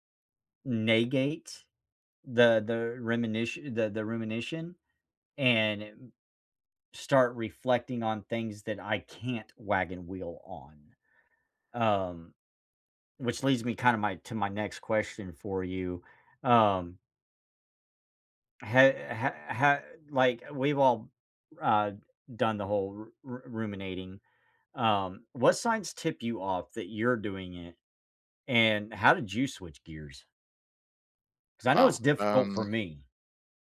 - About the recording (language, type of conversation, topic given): English, unstructured, How can you make time for reflection without it turning into rumination?
- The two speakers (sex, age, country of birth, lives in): male, 25-29, United States, United States; male, 45-49, United States, United States
- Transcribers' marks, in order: none